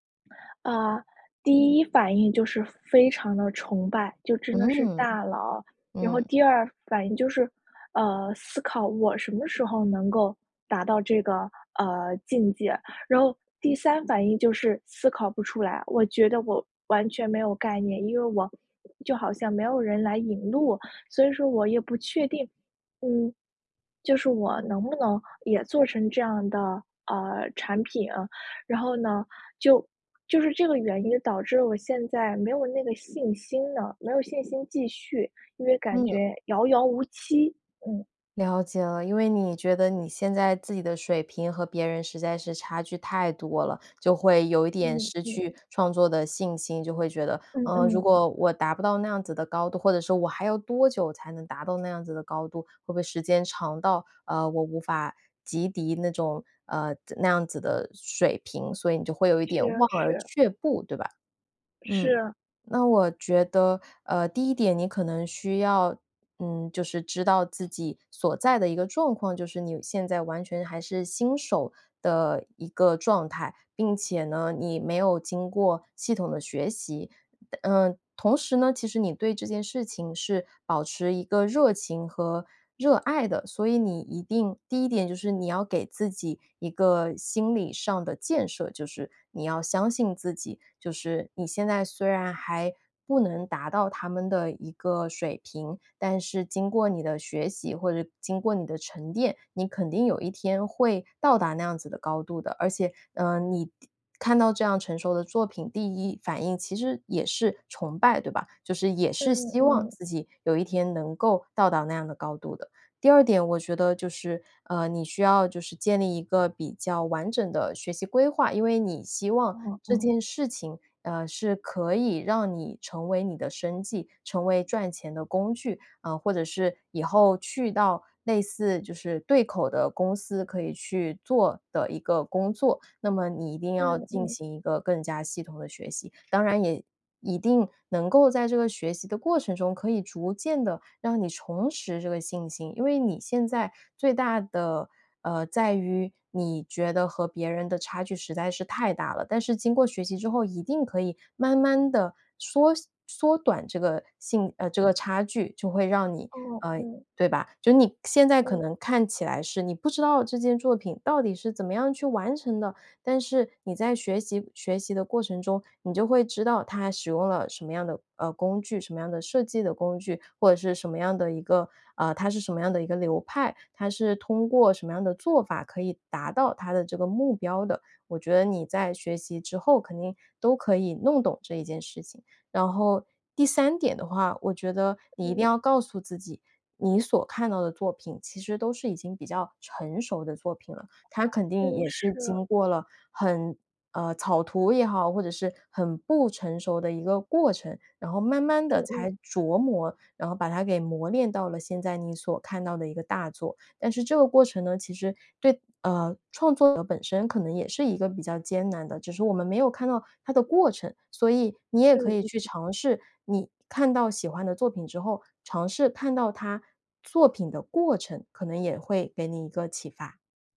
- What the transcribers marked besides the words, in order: tapping; other background noise
- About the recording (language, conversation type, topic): Chinese, advice, 看了他人的作品后，我为什么会失去创作信心？